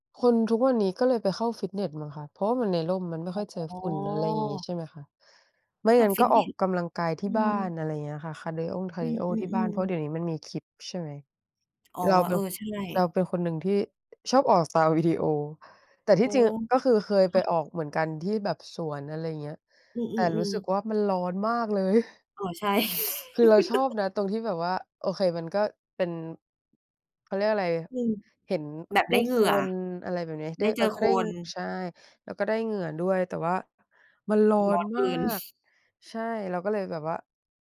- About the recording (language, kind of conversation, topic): Thai, unstructured, กิจกรรมใดช่วยให้คุณรู้สึกผ่อนคลายมากที่สุด?
- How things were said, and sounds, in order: drawn out: "อ๋อ"; chuckle